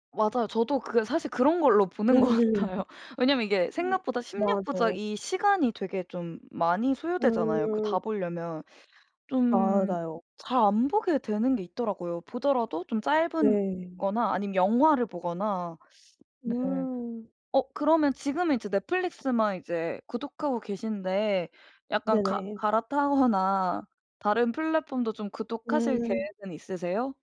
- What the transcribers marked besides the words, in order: laugh; laughing while speaking: "보는 것 같아요"; tapping
- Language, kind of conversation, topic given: Korean, podcast, OTT 플랫폼 간 경쟁이 콘텐츠에 어떤 영향을 미쳤나요?